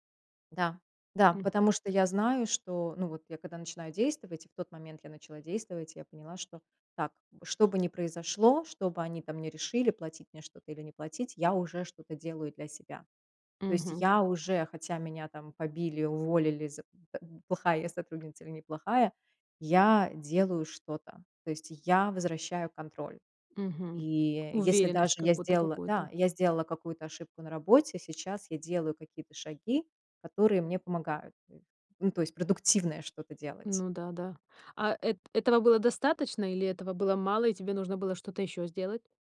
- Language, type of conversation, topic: Russian, podcast, Как вы восстанавливаете уверенность в себе после поражения?
- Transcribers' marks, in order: tapping; grunt; other background noise